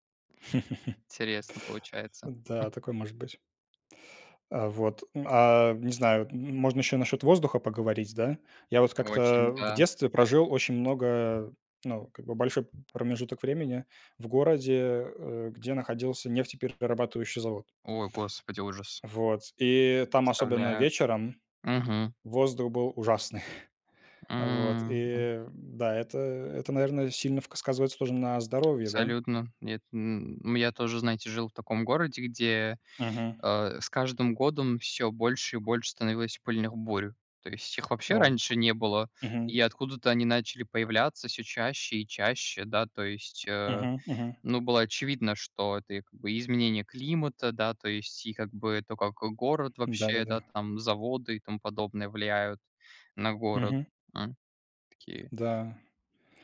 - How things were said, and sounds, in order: laugh; chuckle; other background noise; tapping; chuckle; drawn out: "М"
- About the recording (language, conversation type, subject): Russian, unstructured, Что вызывает у вас отвращение в загрязнённом городе?